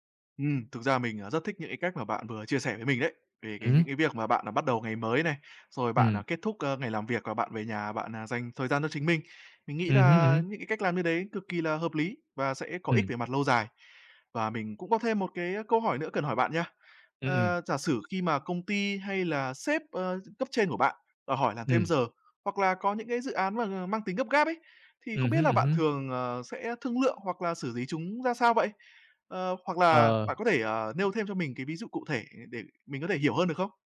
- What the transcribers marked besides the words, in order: other background noise
- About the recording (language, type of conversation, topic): Vietnamese, podcast, Bạn cân bằng công việc và cuộc sống như thế nào?
- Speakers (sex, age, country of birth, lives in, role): male, 20-24, Vietnam, Vietnam, host; male, 25-29, Vietnam, Vietnam, guest